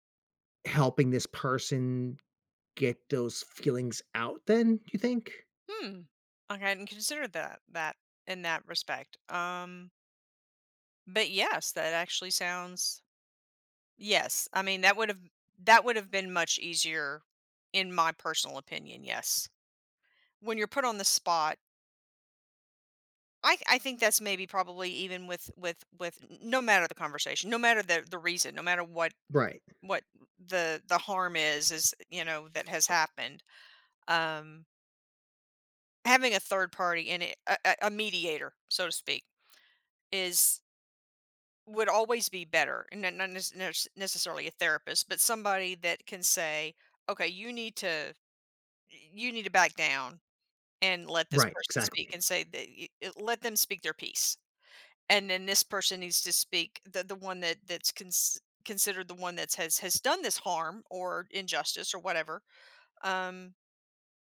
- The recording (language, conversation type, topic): English, unstructured, Does talking about feelings help mental health?
- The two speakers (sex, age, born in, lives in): female, 55-59, United States, United States; male, 40-44, United States, United States
- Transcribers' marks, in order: other background noise